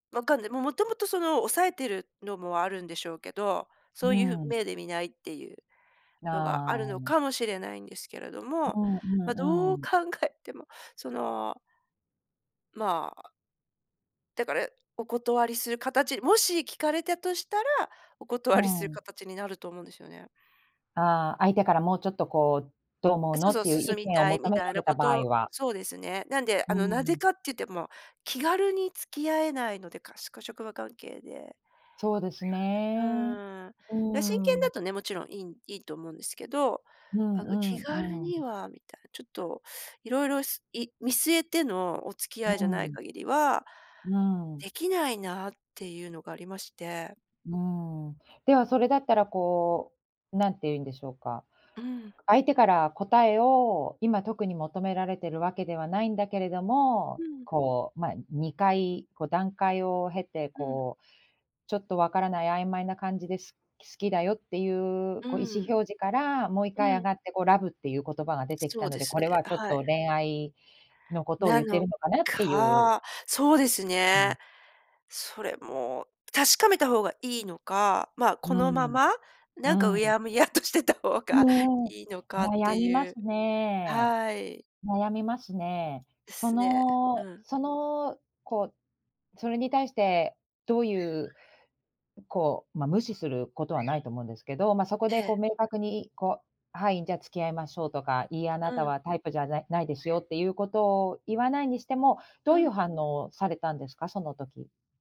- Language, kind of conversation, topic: Japanese, advice, 人間関係で意見を言うのが怖くて我慢してしまうのは、どうすれば改善できますか？
- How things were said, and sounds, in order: tapping; laughing while speaking: "うやむやとしてた方が"; other background noise